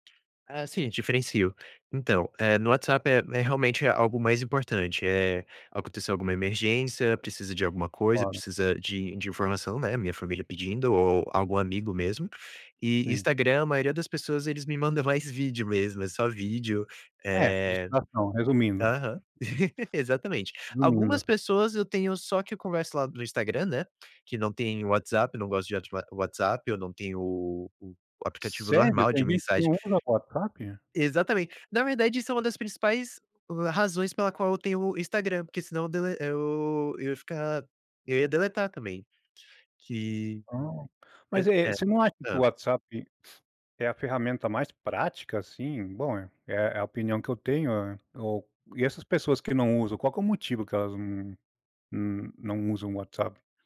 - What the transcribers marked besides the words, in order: none
- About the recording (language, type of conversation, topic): Portuguese, podcast, Que truques digitais você usa para evitar procrastinar?